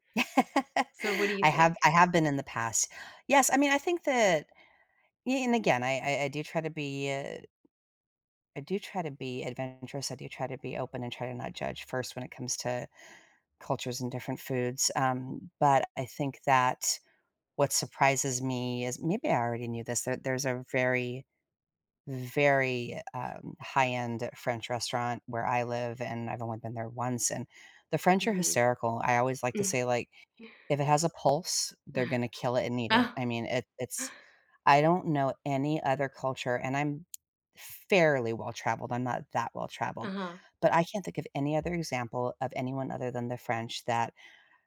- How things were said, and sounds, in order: laugh; other background noise; chuckle; stressed: "fairly"
- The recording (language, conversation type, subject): English, unstructured, What is the most surprising food you have ever tried?
- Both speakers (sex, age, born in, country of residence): female, 45-49, United States, United States; female, 55-59, United States, United States